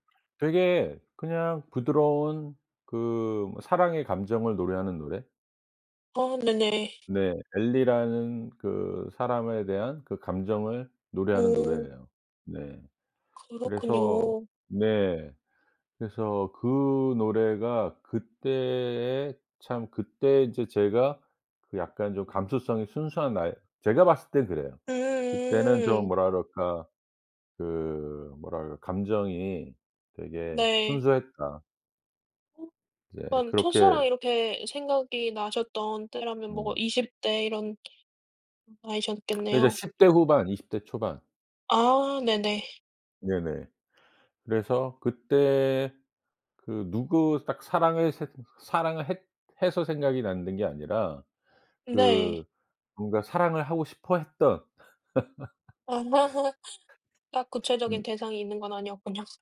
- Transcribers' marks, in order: other background noise; laugh; laughing while speaking: "아니었군요"
- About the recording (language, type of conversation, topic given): Korean, podcast, 어떤 음악을 들으면 옛사랑이 생각나나요?